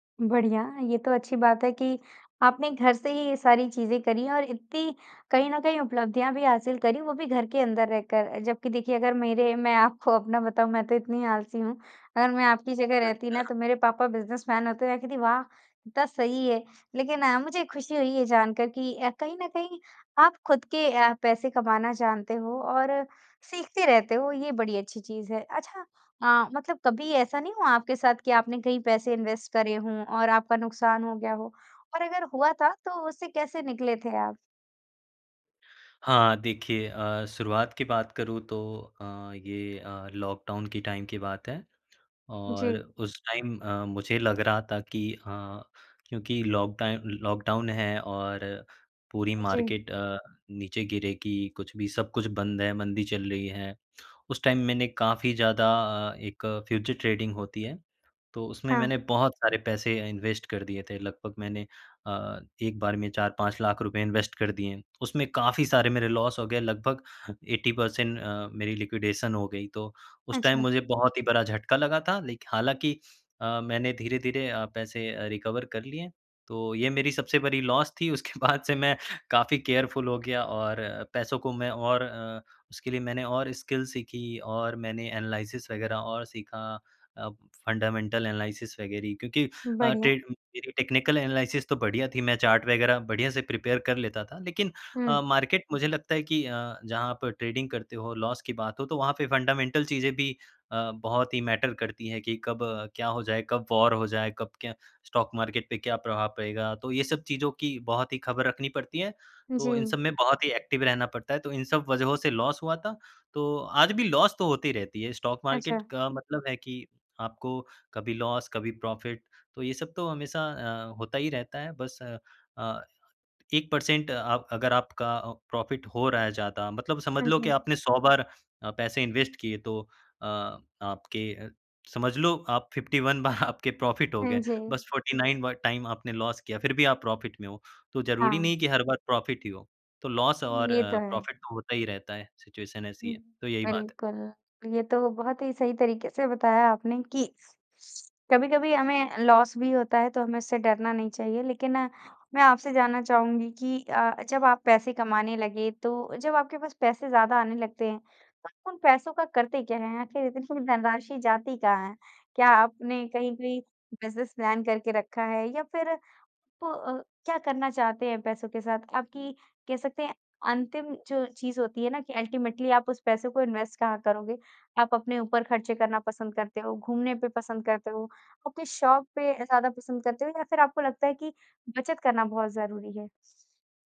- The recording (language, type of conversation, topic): Hindi, podcast, किस कौशल ने आपको कमाई का रास्ता दिखाया?
- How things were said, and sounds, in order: "इतनी" said as "इत्ती"; chuckle; in English: "बिज़नेसमैन"; in English: "इन्वेस्ट"; in English: "टाइम"; in English: "टाइम"; in English: "मार्केट"; in English: "टाइम"; in English: "फ़्यूचर ट्रेडिंग"; in English: "इन्वेस्ट"; in English: "इन्वेस्ट"; in English: "लॉस"; in English: "ऐटी पर्सेंट"; in English: "लिक्विडेशन"; in English: "टाइम"; "लेकिन" said as "लेक"; in English: "रिकवर"; in English: "लॉस"; laughing while speaking: "बाद से मैं"; in English: "केयरफुल"; in English: "स्किल"; in English: "एनालिसिस"; in English: "फंडामेंटल एनालिसिस"; "वगैरह" said as "वगैरी"; in English: "टेक्निकल एनालिसिस"; in English: "चार्ट"; in English: "प्रिपेयर"; in English: "मार्केट"; in English: "ट्रेडिंग"; in English: "लॉस"; in English: "फंडामेंटल"; in English: "मैटर"; in English: "स्टॉक मार्केट"; in English: "एक्टिव"; in English: "लॉस"; in English: "लॉस"; in English: "लॉस"; in English: "प्रॉफिट"; in English: "एक पर्सेंट"; in English: "प्रॉफिट"; in English: "इन्वेस्ट"; laughing while speaking: "बार आपके"; in English: "प्रॉफिट"; in English: "टाइम"; in English: "लॉस"; in English: "प्रॉफिट"; in English: "प्रॉफिट"; in English: "लॉस"; in English: "प्रॉफिट"; in English: "सिचुएशन"; in English: "लॉस"; laughing while speaking: "इतनी"; in English: "बिज़नेस प्लान"; in English: "अल्टीमेटली"; in English: "इन्वेस्ट"